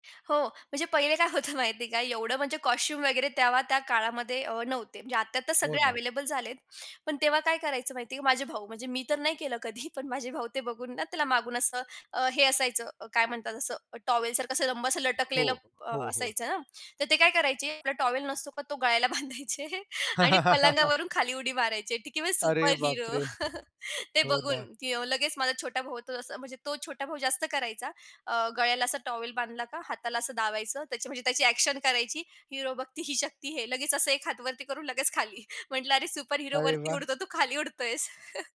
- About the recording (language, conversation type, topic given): Marathi, podcast, लहानपणी तुम्हाला कोणत्या दूरचित्रवाणी मालिकेची भलतीच आवड लागली होती?
- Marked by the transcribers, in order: laughing while speaking: "पहिले काय होतं माहितीये का?"; in English: "कॉस्ट्यूम"; tapping; laughing while speaking: "कधी"; laugh; laughing while speaking: "बांधायचे आणि पलंगावरून खाली उडी मारायचे की मी सुपर हीरो"; in English: "सुपर हीरो"; laugh; other background noise; in Hindi: "हिरो भक्ती ही शक्ती है"; laughing while speaking: "म्हटलं, अरे, सुपर हीरो वरती उडतो. तू खाली उडतोयेस"; in English: "सुपर हीरो"; chuckle